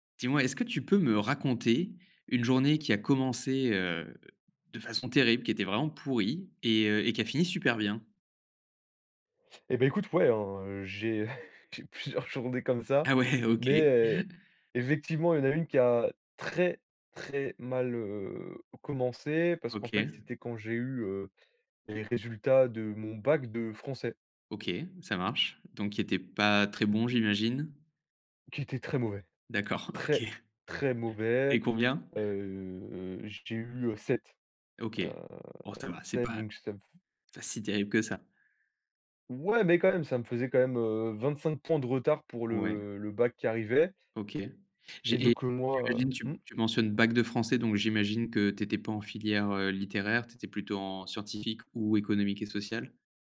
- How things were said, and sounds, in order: laughing while speaking: "j'ai plusieurs journées comme ça"; chuckle; stressed: "très, très"; laughing while speaking: "OK"; drawn out: "heu"; drawn out: "heu"
- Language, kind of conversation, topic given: French, podcast, Peux-tu raconter une journée pourrie qui s’est finalement super bien terminée ?